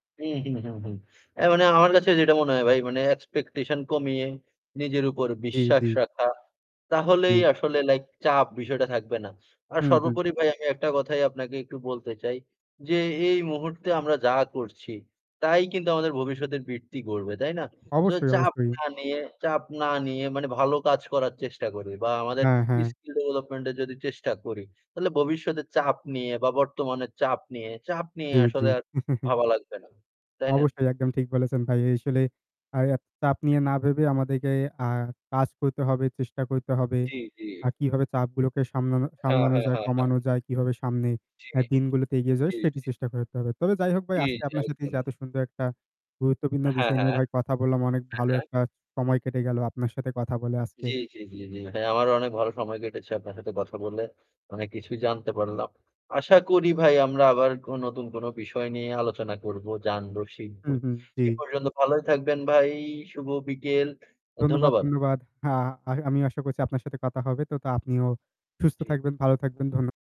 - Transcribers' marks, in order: static; in English: "expectation"; in English: "skill development"; "তাইলে" said as "তালে"; chuckle; "এই আসলে" said as "এইসলে"; "আমাদেরকে" said as "আমাদেইকে"; "গুরুত্বপূর্ণ" said as "গুউত্বপিন্ন"
- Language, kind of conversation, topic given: Bengali, unstructured, ভবিষ্যৎ অনিশ্চিত থাকলে তুমি কীভাবে চাপ সামলাও?